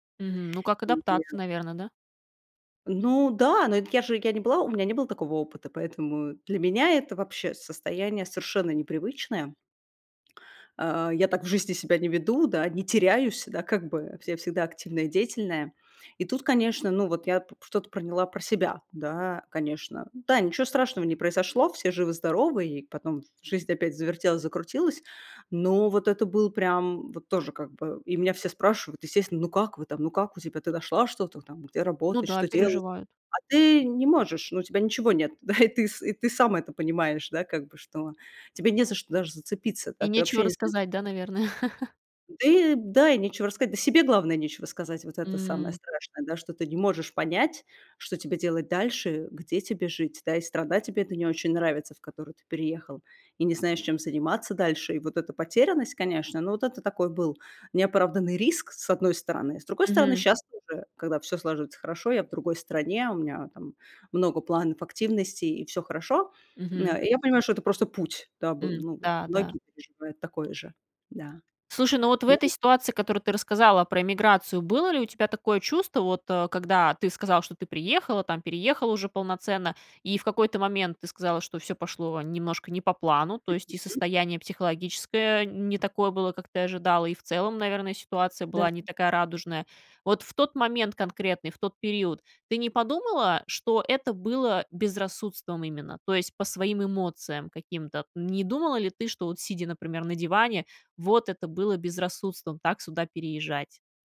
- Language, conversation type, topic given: Russian, podcast, Как ты отличаешь риск от безрассудства?
- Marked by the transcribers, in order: tapping; other background noise; laughing while speaking: "да"; unintelligible speech; chuckle; unintelligible speech